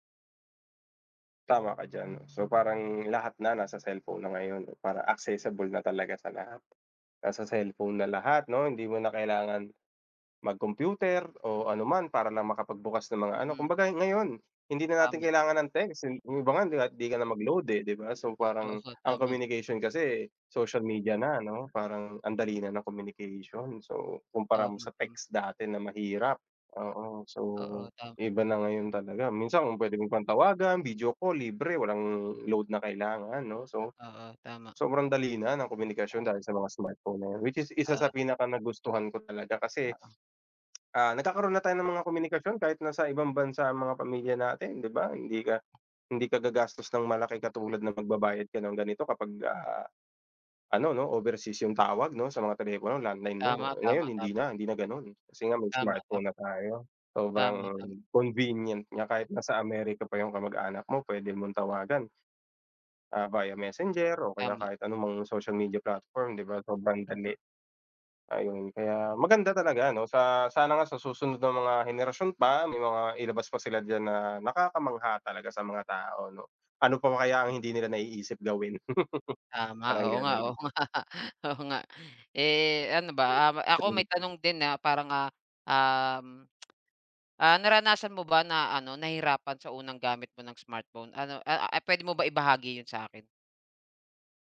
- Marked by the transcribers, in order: tapping; chuckle; laugh; tsk; other background noise
- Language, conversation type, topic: Filipino, unstructured, Ano ang naramdaman mo nang unang beses kang gumamit ng matalinong telepono?